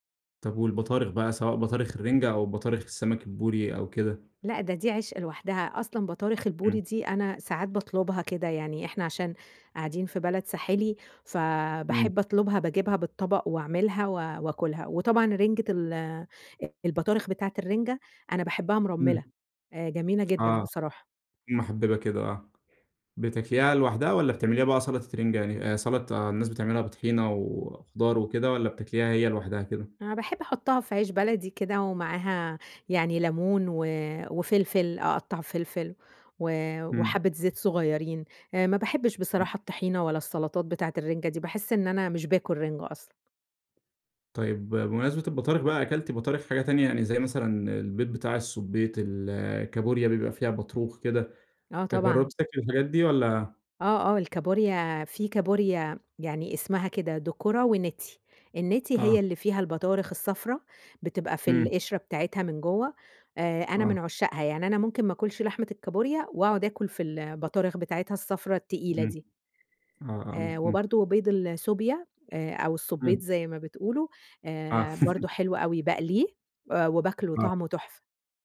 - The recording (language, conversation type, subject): Arabic, podcast, إيه أكتر ذكرى ليك مرتبطة بأكلة بتحبها؟
- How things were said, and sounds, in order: unintelligible speech; tapping; laugh